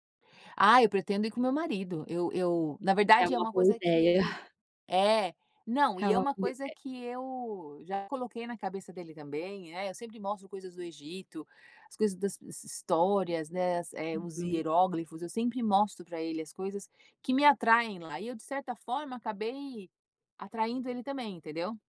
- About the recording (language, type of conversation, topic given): Portuguese, unstructured, Qual país você sonha em conhecer e por quê?
- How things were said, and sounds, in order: chuckle